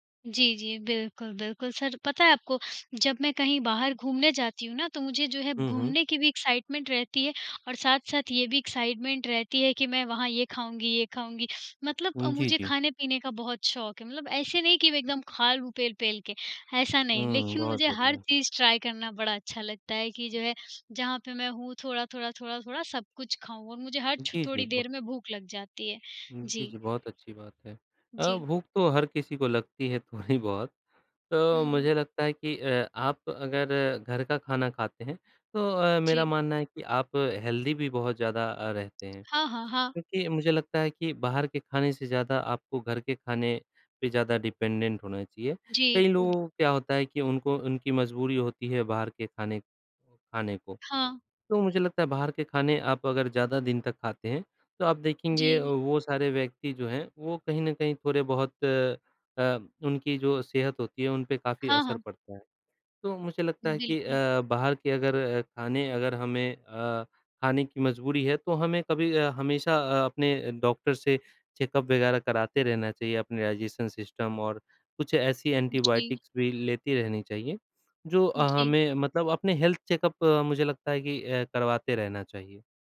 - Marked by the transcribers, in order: in English: "एक्साइटमेंट"; in English: "एक्साइटमेंट"; other background noise; in English: "ट्राई"; laughing while speaking: "थोड़ी"; in English: "हेल्दी"; tapping; in English: "डिपेंडेंट"; in English: "चेकअप"; in English: "डाइजेशन सिस्टम"; in English: "एंटीबायोटिक्स"; in English: "हेल्थ चेकअप"
- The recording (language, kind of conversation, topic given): Hindi, unstructured, क्या आपको घर का खाना ज़्यादा पसंद है या बाहर का?